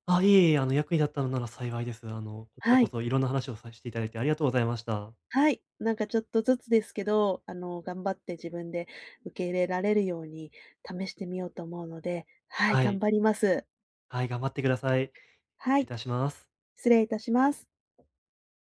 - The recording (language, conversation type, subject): Japanese, advice, 感情が激しく揺れるとき、どうすれば受け入れて落ち着き、うまくコントロールできますか？
- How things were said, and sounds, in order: other background noise; tapping